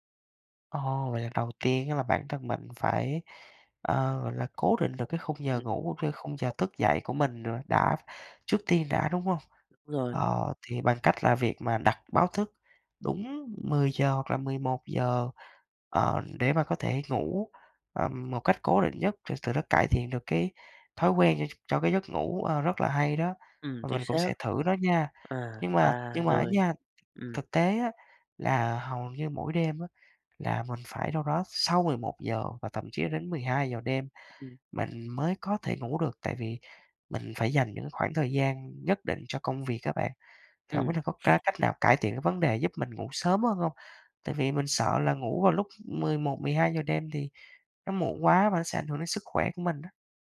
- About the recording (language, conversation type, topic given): Vietnamese, advice, Làm sao để bạn sắp xếp thời gian hợp lý hơn để ngủ đủ giấc và cải thiện sức khỏe?
- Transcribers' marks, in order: tapping; other background noise